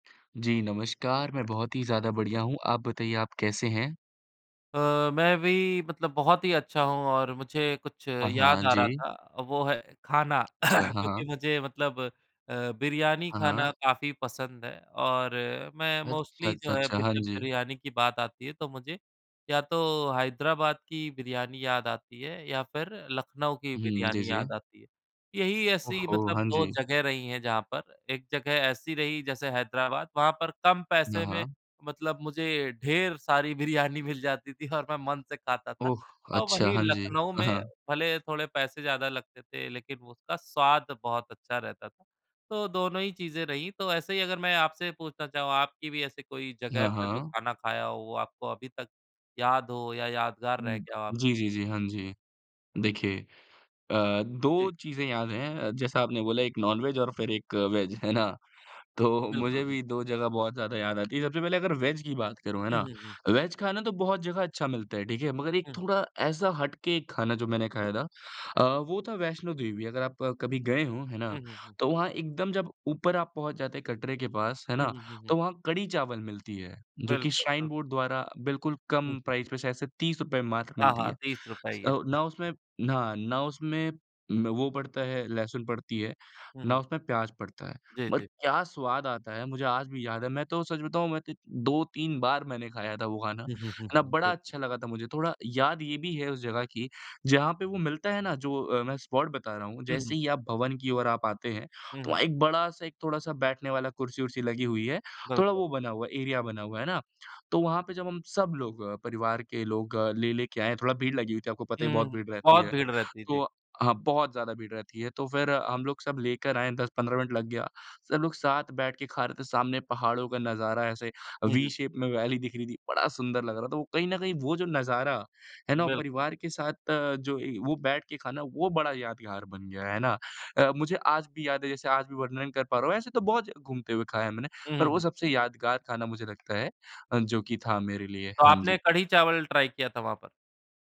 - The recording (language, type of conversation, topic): Hindi, unstructured, आपने अपना सबसे यादगार खाना किस जगह पर खाया था?
- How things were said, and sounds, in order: throat clearing; tapping; in English: "मोस्टली"; laughing while speaking: "बिरयानी मिल जाती थी और"; in English: "नॉन-वेज"; in English: "वेज"; laughing while speaking: "है ना? तो"; in English: "वेज"; in English: "वेज"; in English: "प्राइज़"; chuckle; other background noise; in English: "बट"; in English: "स्पॉट"; in English: "एरिया"; in English: "वी शेप"; in English: "वैली"; "बहुत" said as "बहुज"; in English: "ट्राई"